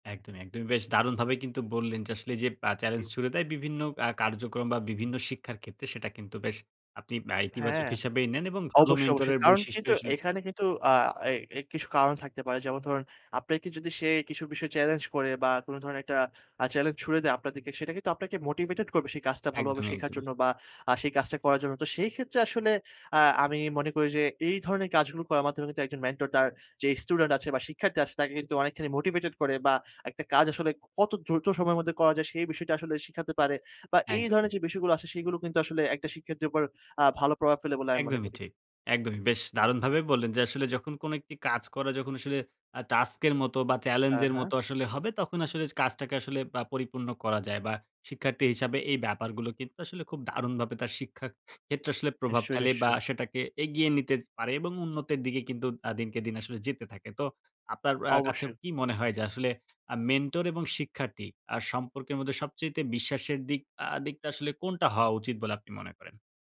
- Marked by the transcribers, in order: tapping
- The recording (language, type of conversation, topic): Bengali, podcast, কীভাবে একজন ভালো মেন্টরকে চেনা যায়?